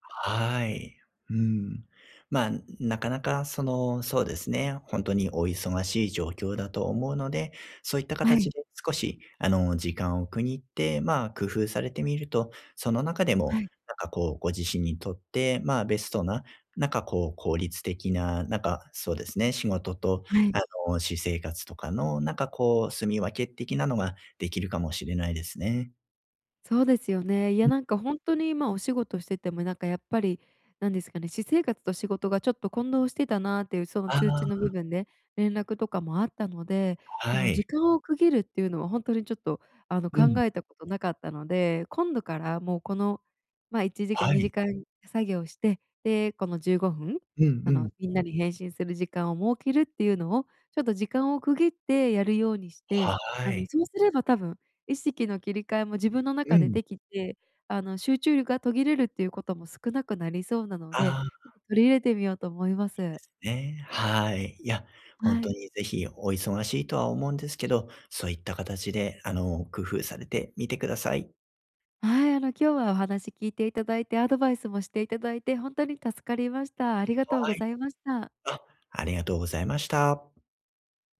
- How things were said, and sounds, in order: tapping
- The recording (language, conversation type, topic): Japanese, advice, 通知で集中が途切れてしまうのですが、どうすれば集中を続けられますか？